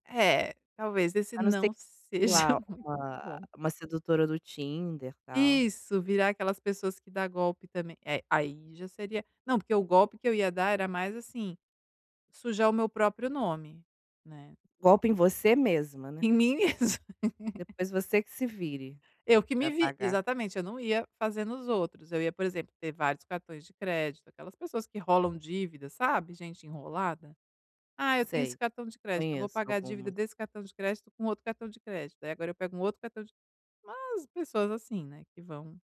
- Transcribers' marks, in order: laughing while speaking: "seja"; tapping; laughing while speaking: "mesma"
- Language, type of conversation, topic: Portuguese, advice, Como posso equilibrar minha ambição com expectativas realistas?